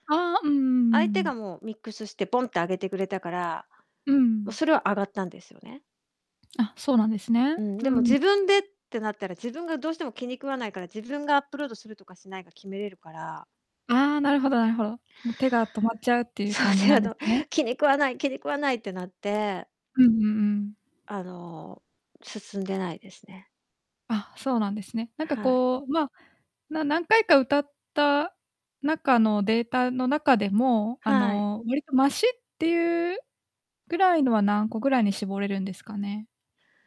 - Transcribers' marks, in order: distorted speech
- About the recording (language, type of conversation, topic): Japanese, advice, 完璧主義のせいで製品を公開できず、いら立ってしまうのはなぜですか？